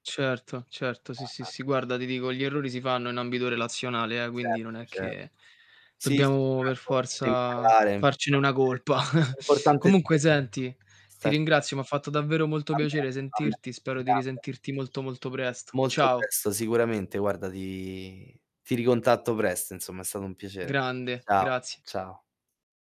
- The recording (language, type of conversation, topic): Italian, unstructured, Come immagini la tua vita ideale da adulto?
- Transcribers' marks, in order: bird; static; distorted speech; laughing while speaking: "colpa"; chuckle; other background noise; unintelligible speech